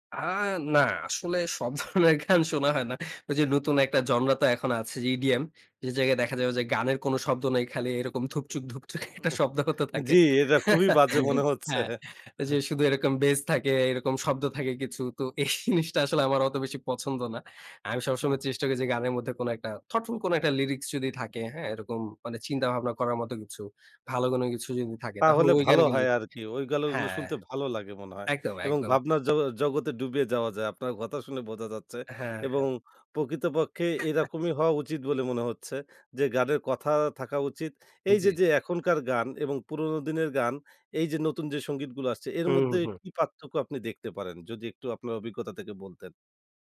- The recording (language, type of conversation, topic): Bengali, podcast, আপনি নতুন গান কীভাবে খুঁজে পান?
- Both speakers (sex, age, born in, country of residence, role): male, 25-29, Bangladesh, Bangladesh, host; male, 60-64, Bangladesh, Bangladesh, guest
- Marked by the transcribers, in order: laughing while speaking: "ধরনের গান"; laughing while speaking: "ধুপচু্‌ক, ধুপচুক একটা শব্দ হতে থাকে"; "এটা" said as "এদা"; chuckle; in English: "bass"; laughing while speaking: "এই"; in English: "thoughtful"; in English: "lyrics"; "ওইগুলো" said as "ওইগলো"; "গানগুলো" said as "গানগেলি"; other background noise; tapping